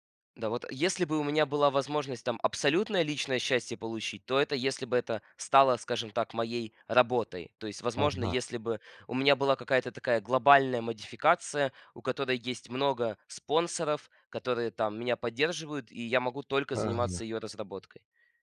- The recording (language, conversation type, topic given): Russian, podcast, Как выбрать между карьерой и личным счастьем?
- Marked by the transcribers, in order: none